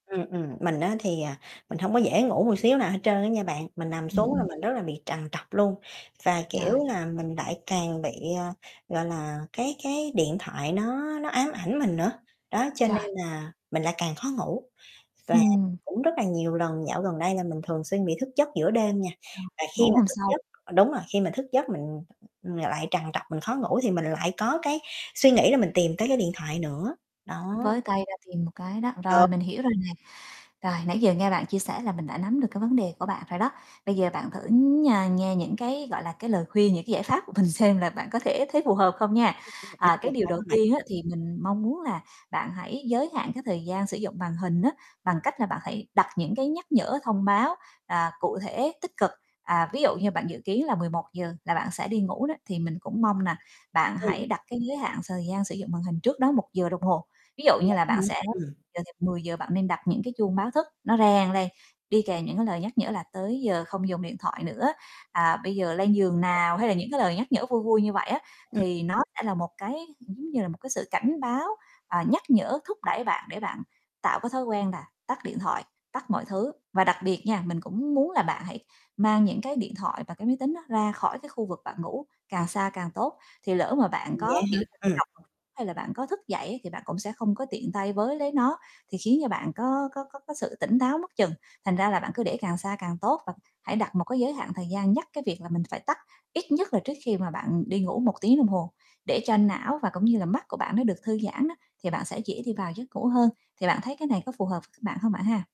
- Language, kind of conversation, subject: Vietnamese, advice, Làm sao để tôi thư giãn trước giờ đi ngủ khi cứ dùng điện thoại mãi?
- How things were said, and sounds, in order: static; mechanical hum; distorted speech; unintelligible speech; other background noise; tapping; other noise; unintelligible speech; unintelligible speech; laughing while speaking: "mình"; unintelligible speech; unintelligible speech